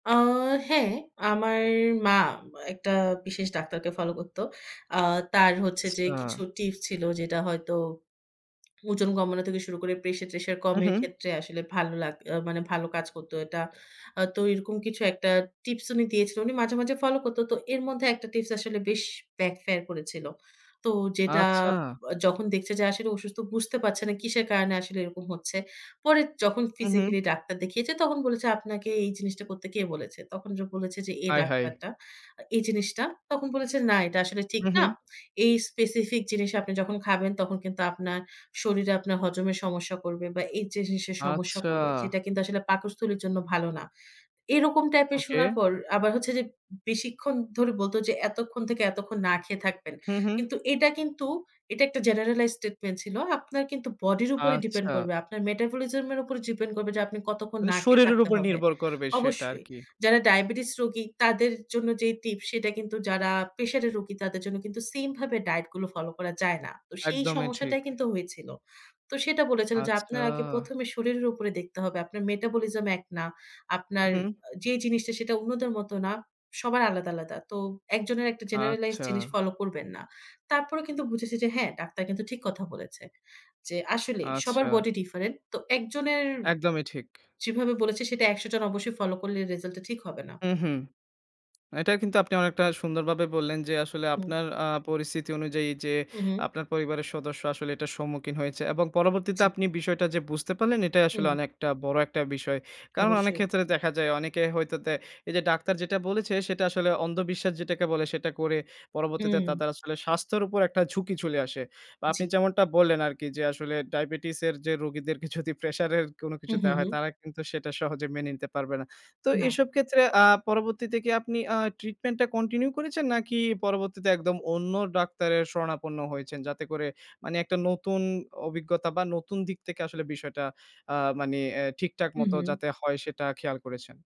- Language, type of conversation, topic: Bengali, podcast, স্বাস্থ্যসংক্রান্ত তথ্য আপনি কীভাবে যাচাই করেন?
- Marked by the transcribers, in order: tapping; "আচ্ছা" said as "চ্ছা"; in English: "স্টেটমেন্ট"; other background noise; laughing while speaking: "যদি"; "মানে" said as "মানি"; "মানে" said as "মানি"